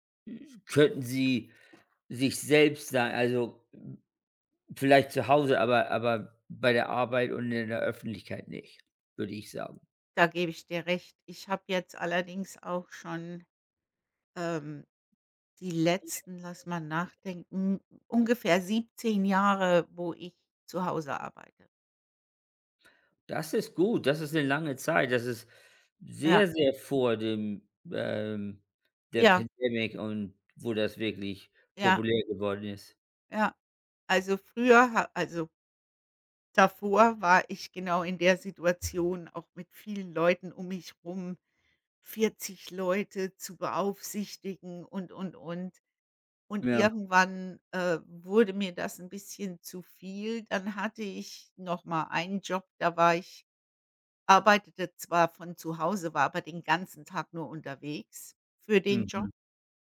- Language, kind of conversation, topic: German, unstructured, Was gibt dir das Gefühl, wirklich du selbst zu sein?
- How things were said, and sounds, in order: unintelligible speech; in English: "Pandemic"